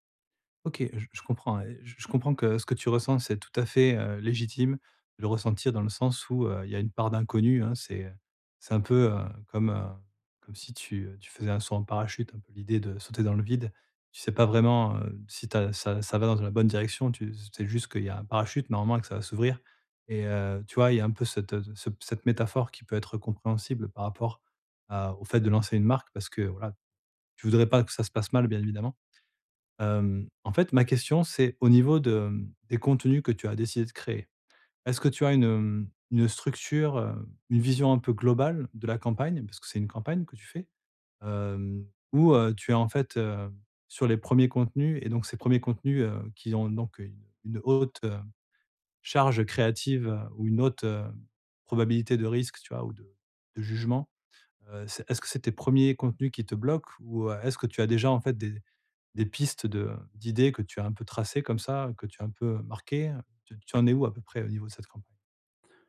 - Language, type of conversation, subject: French, advice, Comment puis-je réduire mes attentes pour avancer dans mes projets créatifs ?
- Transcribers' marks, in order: other background noise